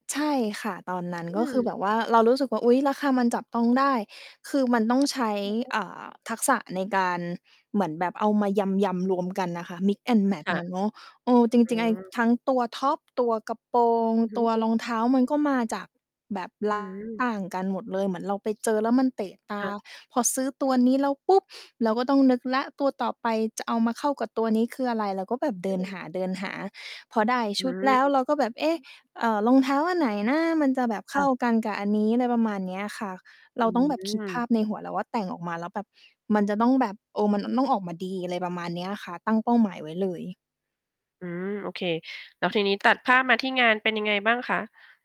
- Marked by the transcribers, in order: tapping; other background noise; distorted speech; in English: "mix and match"; stressed: "ปุ๊บ"; stressed: "นะ"; sniff
- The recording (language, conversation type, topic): Thai, podcast, คุณชอบสไตล์ที่แสดงความเป็นตัวเองชัดๆ หรือชอบสไตล์เรียบๆ มากกว่ากัน?